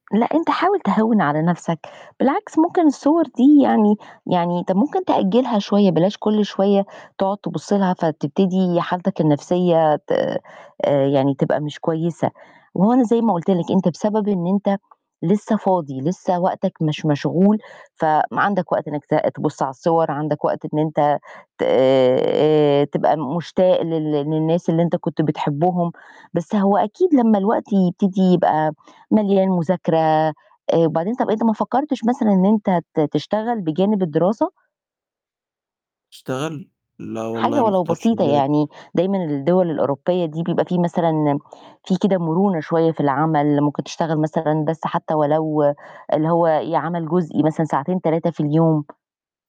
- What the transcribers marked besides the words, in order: other background noise
- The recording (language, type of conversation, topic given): Arabic, advice, إزاي بتوصف إحساسك بالحنين للوطن والوحدة بعد ما اتنقلت؟